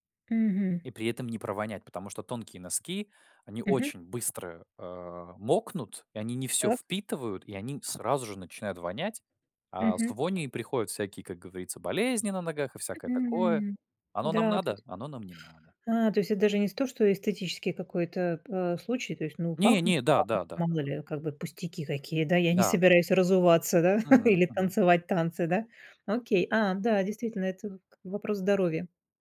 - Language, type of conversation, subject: Russian, podcast, Как подготовиться к однодневному походу, чтобы всё прошло гладко?
- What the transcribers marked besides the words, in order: chuckle